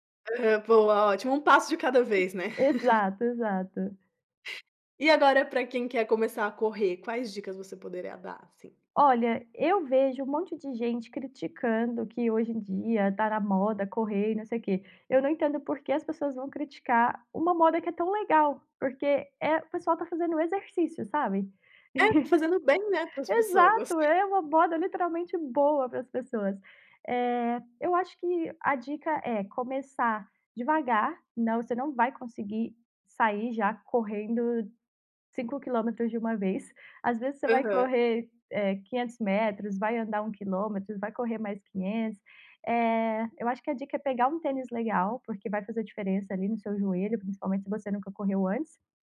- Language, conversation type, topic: Portuguese, podcast, Que atividade ao ar livre te recarrega mais rápido?
- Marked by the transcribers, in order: chuckle; chuckle; other background noise